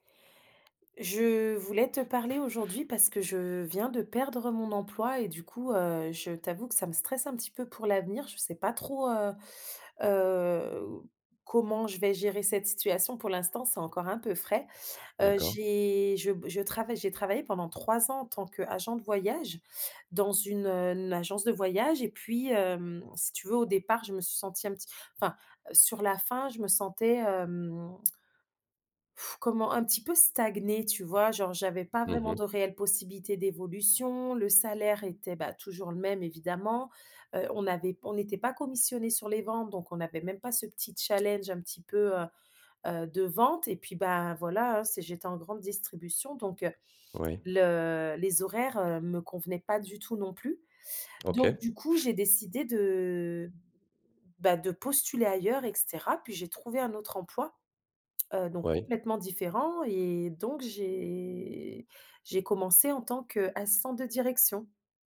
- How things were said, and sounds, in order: tapping; blowing
- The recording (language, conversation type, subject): French, advice, Que puis-je faire après avoir perdu mon emploi, alors que mon avenir professionnel est incertain ?